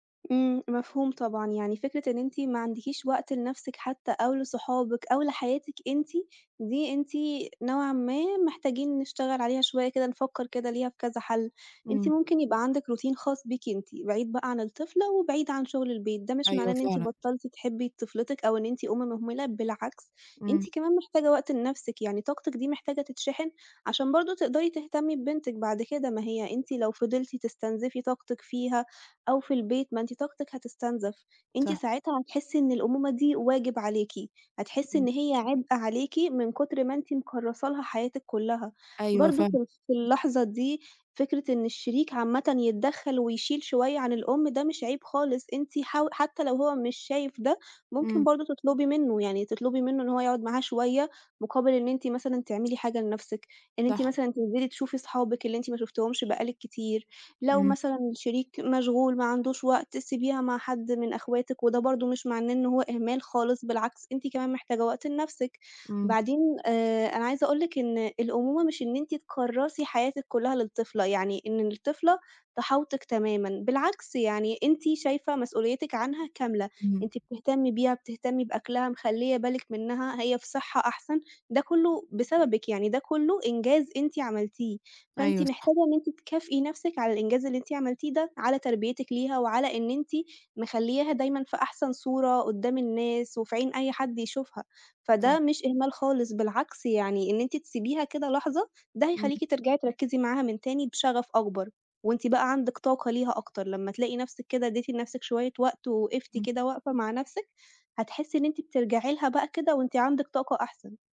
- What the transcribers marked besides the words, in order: in English: "Routine"
- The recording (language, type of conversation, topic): Arabic, advice, إزاي بتتعامل/ي مع الإرهاق والاحتراق اللي بيجيلك من رعاية مريض أو طفل؟